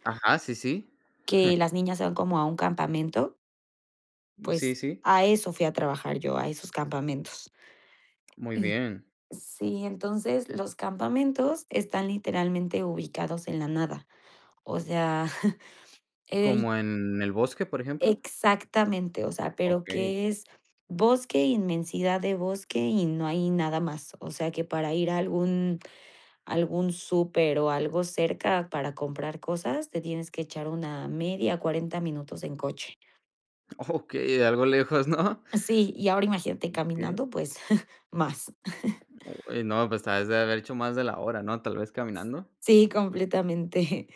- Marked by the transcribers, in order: chuckle; tapping; other noise; chuckle; other background noise; laughing while speaking: "Okey"; laughing while speaking: "¿no?"; chuckle
- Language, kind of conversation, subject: Spanish, podcast, ¿En qué viaje sentiste una conexión real con la tierra?